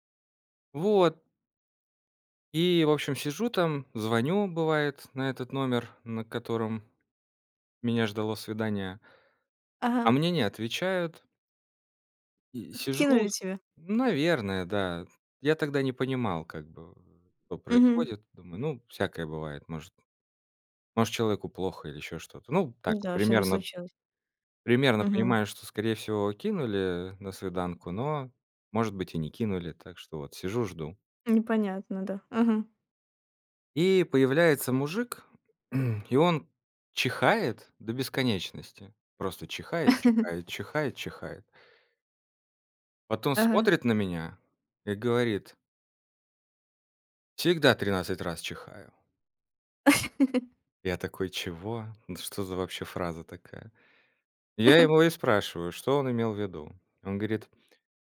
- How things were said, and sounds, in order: throat clearing; chuckle; tapping; chuckle; chuckle
- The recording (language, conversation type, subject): Russian, podcast, Какая случайная встреча перевернула твою жизнь?